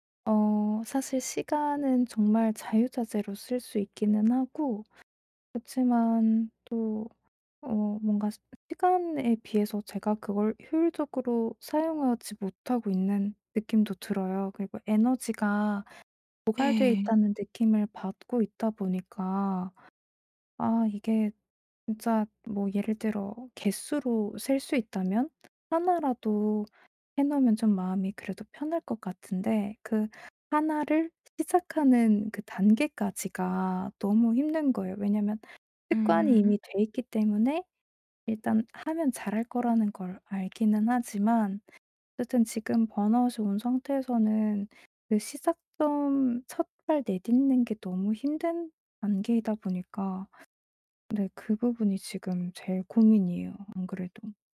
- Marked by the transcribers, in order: other background noise
- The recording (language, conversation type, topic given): Korean, advice, 번아웃을 겪는 지금, 현실적인 목표를 세우고 기대치를 조정하려면 어떻게 해야 하나요?